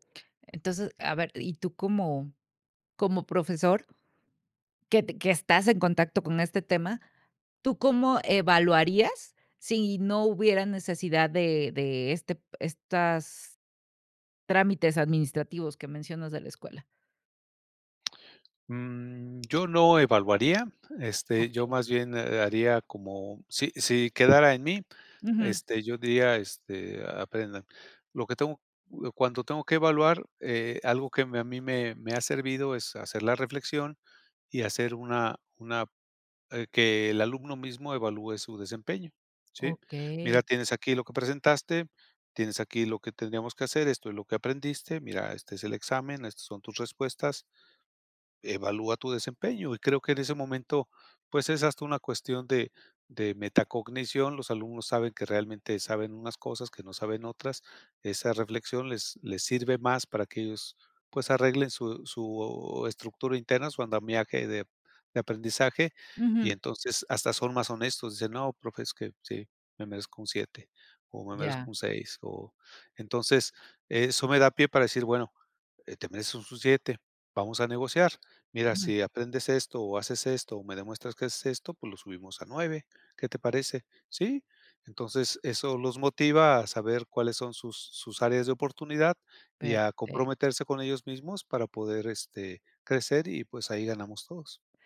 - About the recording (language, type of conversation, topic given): Spanish, podcast, ¿Qué mito sobre la educación dejaste atrás y cómo sucedió?
- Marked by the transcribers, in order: other background noise; tapping